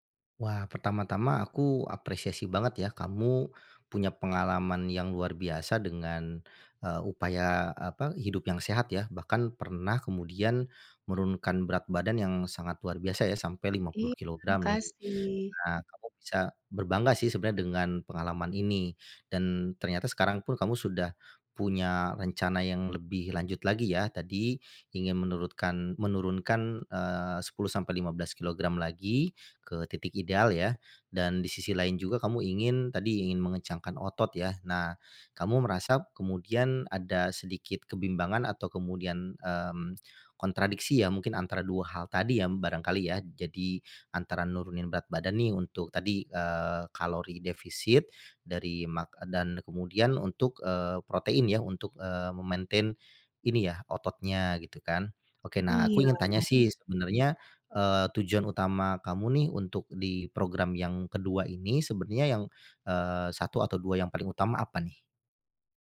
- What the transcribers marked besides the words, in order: in English: "me-maintain"
- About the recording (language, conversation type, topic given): Indonesian, advice, Bagaimana saya sebaiknya fokus dulu: menurunkan berat badan atau membentuk otot?